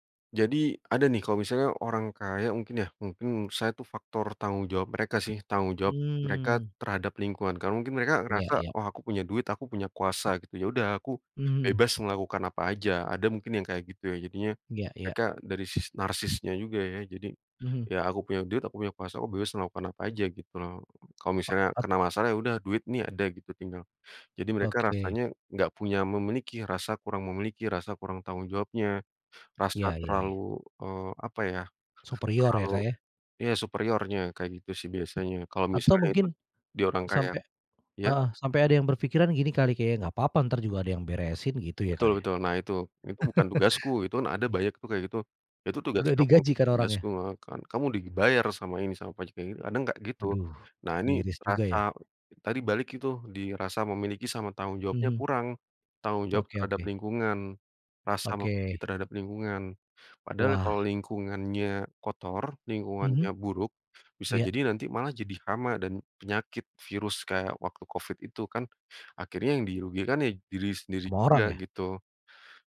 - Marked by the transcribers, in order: laugh; other background noise
- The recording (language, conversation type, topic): Indonesian, podcast, Bagaimana cara Anda mengurangi penggunaan plastik saat berbelanja bahan makanan?